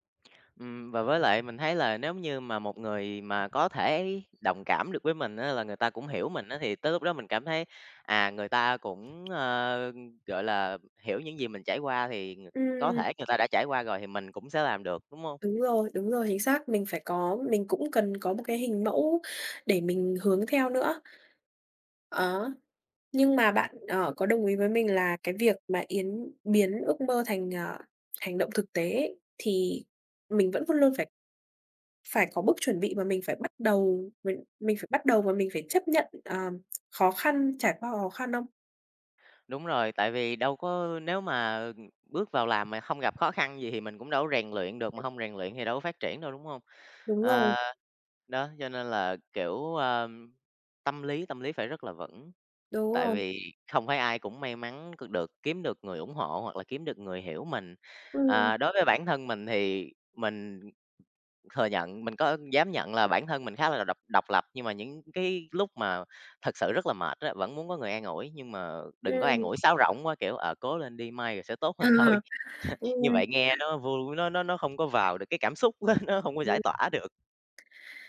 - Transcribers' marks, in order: other background noise; tapping; laughing while speaking: "thôi"; chuckle; laughing while speaking: "á"; unintelligible speech
- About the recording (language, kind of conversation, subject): Vietnamese, unstructured, Bạn làm thế nào để biến ước mơ thành những hành động cụ thể và thực tế?
- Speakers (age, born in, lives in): 20-24, Vietnam, Vietnam; 25-29, Vietnam, Vietnam